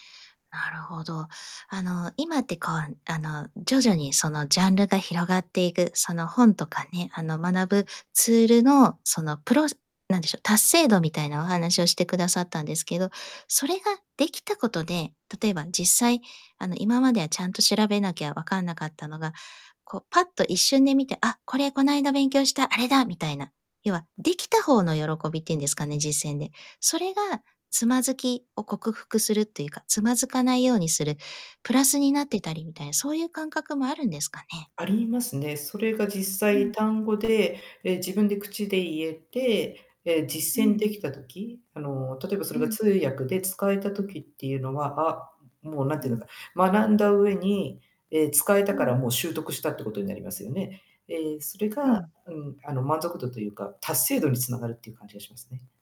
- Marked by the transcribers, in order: distorted speech
- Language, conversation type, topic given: Japanese, podcast, 勉強でつまずいたとき、どのように対処しますか?